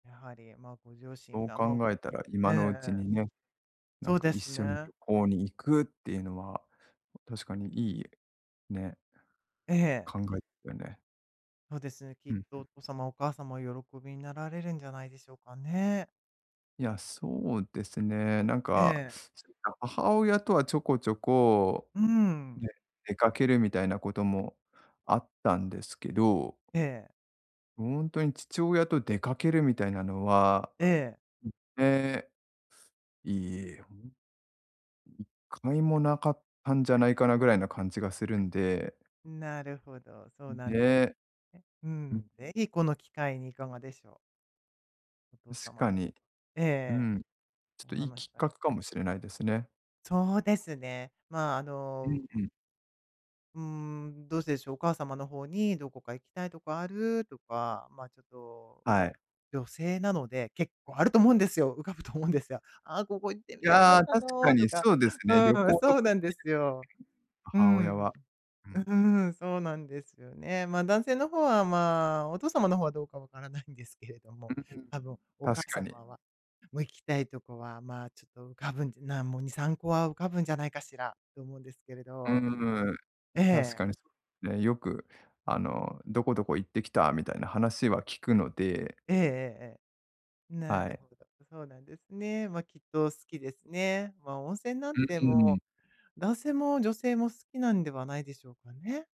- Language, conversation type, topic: Japanese, advice, どうすれば自分の価値観や目標を見直して、改めて定められますか？
- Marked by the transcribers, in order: other noise; unintelligible speech; groan; unintelligible speech